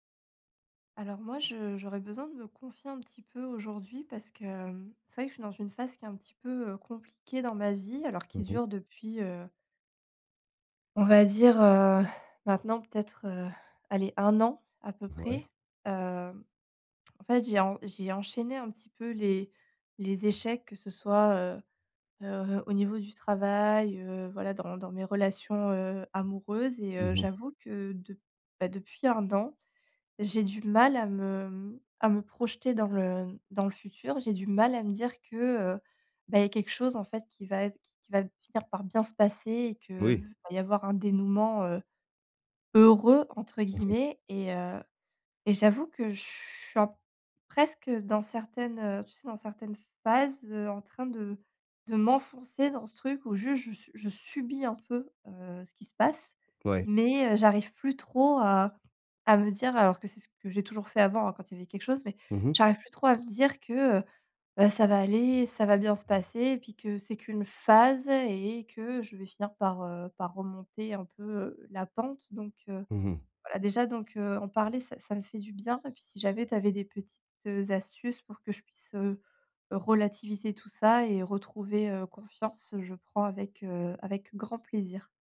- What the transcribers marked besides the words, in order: tsk; stressed: "mal"; stressed: "heureux"; stressed: "phases"; stressed: "m'enfoncer"; stressed: "subis"; other background noise; stressed: "phase"
- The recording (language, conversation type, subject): French, advice, Comment puis-je retrouver l’espoir et la confiance en l’avenir ?